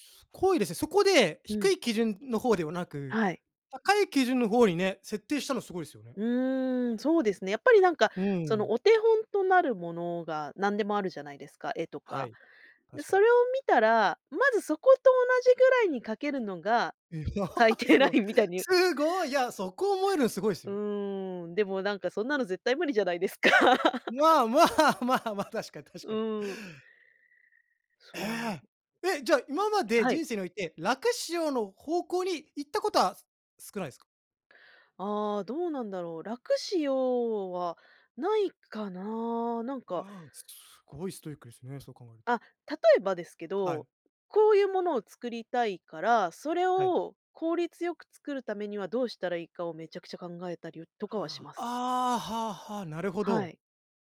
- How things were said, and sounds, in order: laugh; laughing while speaking: "無理じゃないですか"; laughing while speaking: "まあ まあ まあ、確かに 確かに"; laugh; tapping
- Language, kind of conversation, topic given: Japanese, podcast, 完璧を目指すべきか、まずは出してみるべきか、どちらを選びますか？